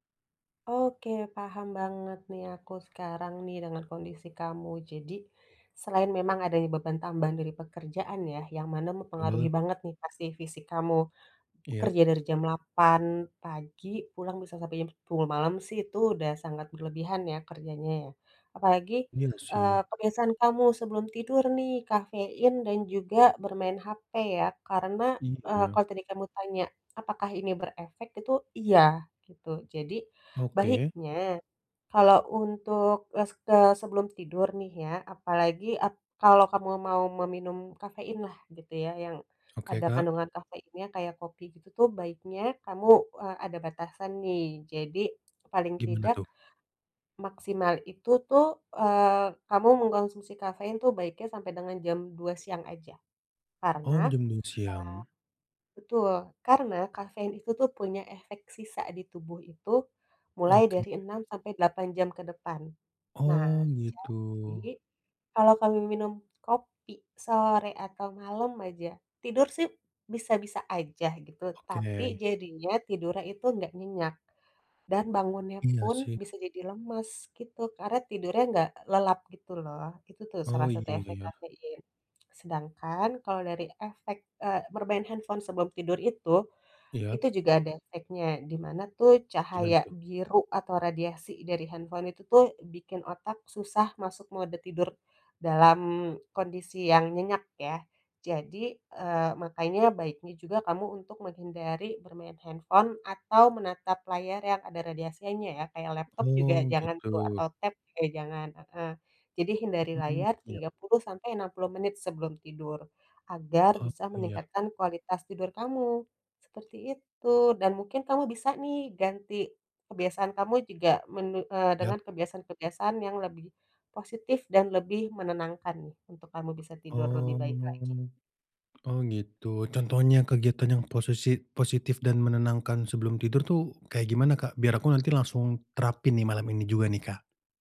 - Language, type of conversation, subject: Indonesian, advice, Mengapa saya sering sulit merasa segar setelah tidur meskipun sudah tidur cukup lama?
- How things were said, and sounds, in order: other background noise; tapping; "jam-jam" said as "jem-jem"; "radiasinya" said as "radiasianya"; in English: "tab"; drawn out: "Oh"